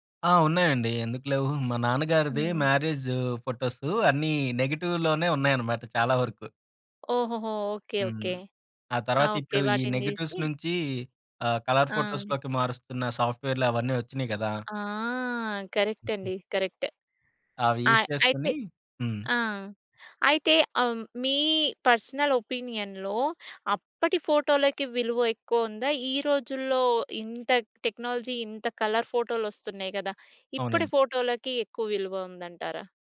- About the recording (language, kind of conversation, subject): Telugu, podcast, మీ కుటుంబపు పాత ఫోటోలు మీకు ఏ భావాలు తెస్తాయి?
- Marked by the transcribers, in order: in English: "నెగిటివ్‌లోనే"; in English: "నెగిటివ్స్"; in English: "కలర్ ఫోటోస్‌లోకి"; in English: "కరక్ట్"; giggle; in English: "యూజ్"; in English: "పర్సనల్ ఒపీనియన్‌లో"; in English: "టెక్నాలజీ"; in English: "కలర్"